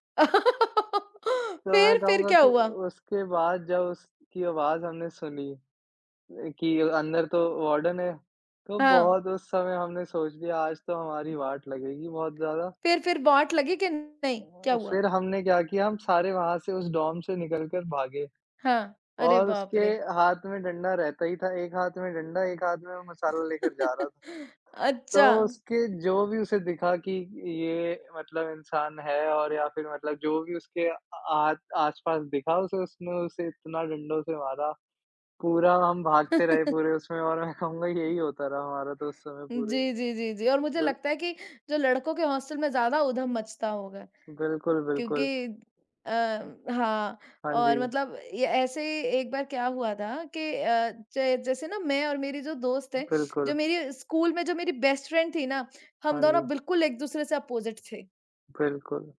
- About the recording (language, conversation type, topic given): Hindi, unstructured, बचपन के दोस्तों के साथ बिताया आपका सबसे मजेदार पल कौन-सा था?
- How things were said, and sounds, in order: laugh; in English: "डोम"; tapping; laugh; laugh; laughing while speaking: "मैं कहूँगा"; in English: "बेस्ट फ्रेंड"; in English: "अपोज़िट"